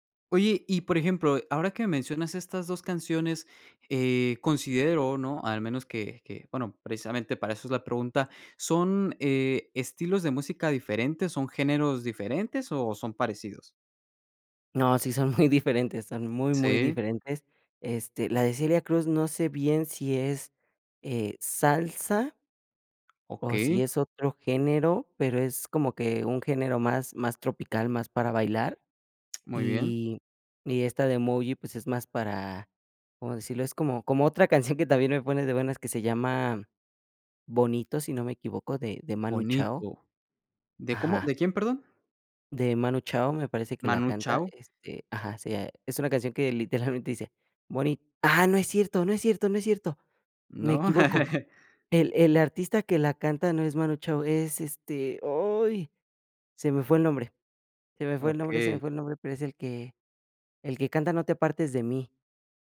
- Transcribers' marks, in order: laughing while speaking: "muy"; tapping; chuckle
- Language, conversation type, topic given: Spanish, podcast, ¿Qué canción te pone de buen humor al instante?